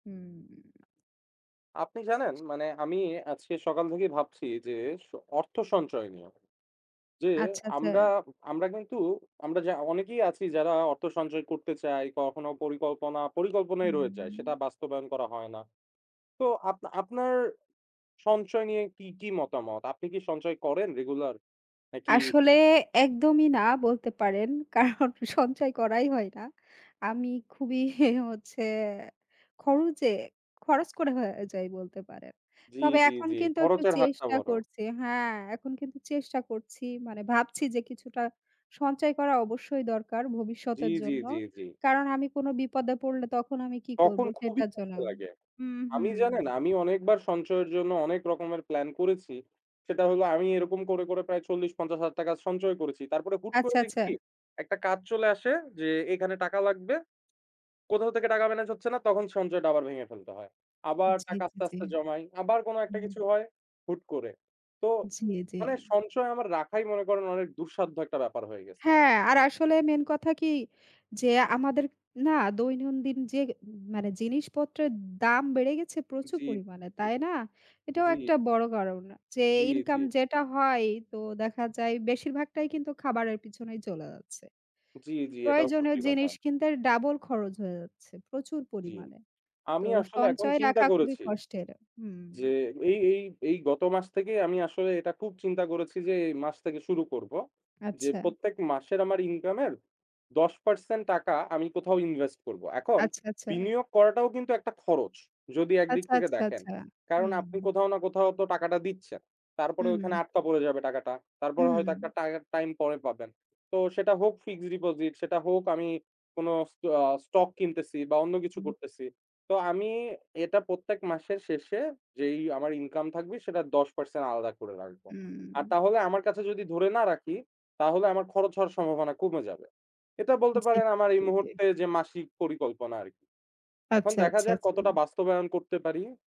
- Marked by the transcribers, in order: laughing while speaking: "কারণ সঞ্চয় করাই হয় না। আমি খুবই হচ্ছে"
- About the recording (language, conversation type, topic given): Bengali, unstructured, অর্থ সঞ্চয়ের জন্য আপনি কী ধরনের পরিকল্পনা করেন?
- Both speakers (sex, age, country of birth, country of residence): female, 35-39, Bangladesh, Bangladesh; male, 25-29, Bangladesh, Bangladesh